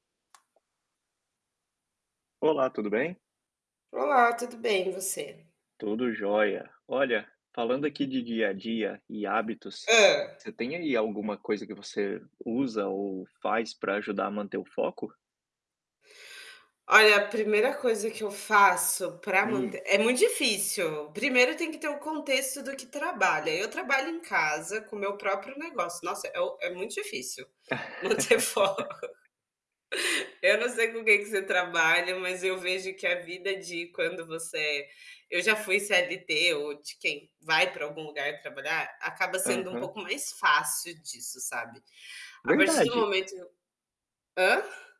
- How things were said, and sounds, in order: tapping; static; other background noise; laugh; laughing while speaking: "manter foco"
- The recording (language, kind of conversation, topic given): Portuguese, unstructured, Você tem algum hábito que ajuda a manter o foco?